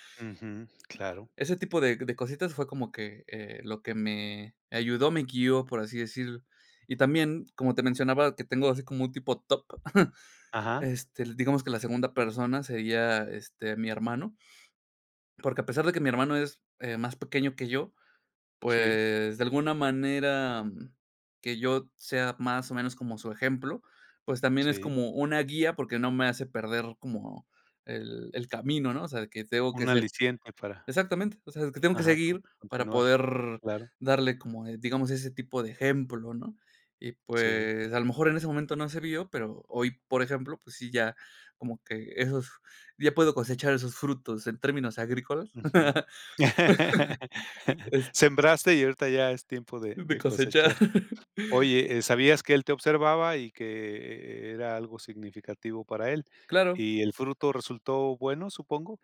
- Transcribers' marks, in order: chuckle; laugh; laugh
- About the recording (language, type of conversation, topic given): Spanish, podcast, ¿Quién fue la persona que más te guió en tu carrera y por qué?